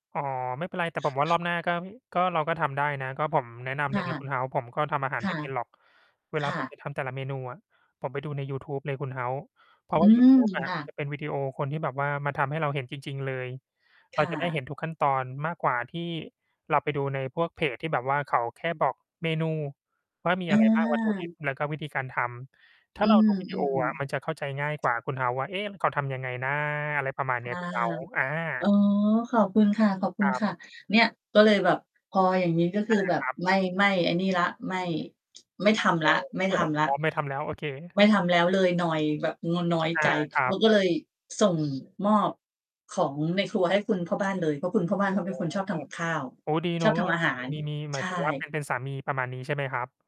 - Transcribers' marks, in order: distorted speech; tapping; tsk; unintelligible speech; other background noise
- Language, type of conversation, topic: Thai, unstructured, คุณรู้สึกอย่างไรเมื่อทำอาหารเป็นงานอดิเรก?